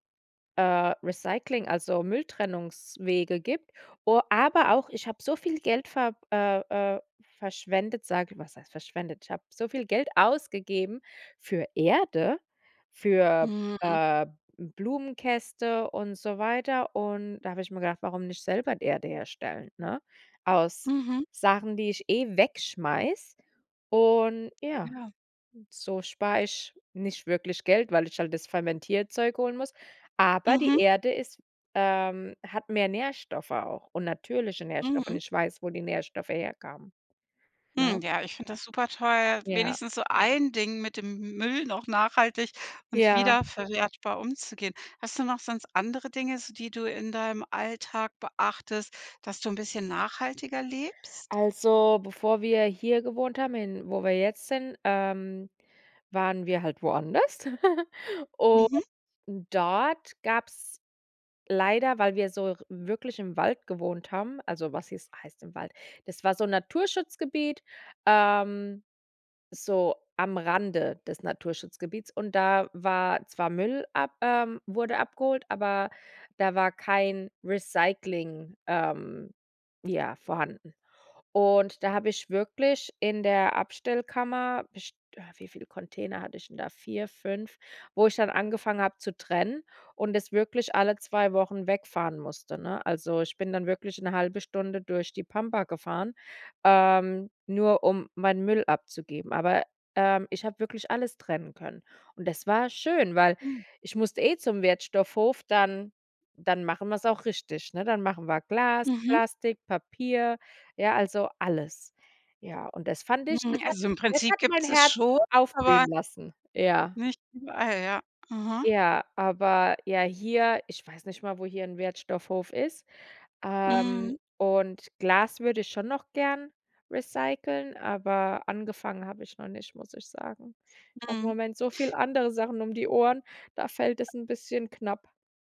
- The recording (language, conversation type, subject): German, podcast, Wie organisierst du die Mülltrennung bei dir zu Hause?
- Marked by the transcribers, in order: "Blumenkästen" said as "Blumenkäste"; other background noise; laugh; tapping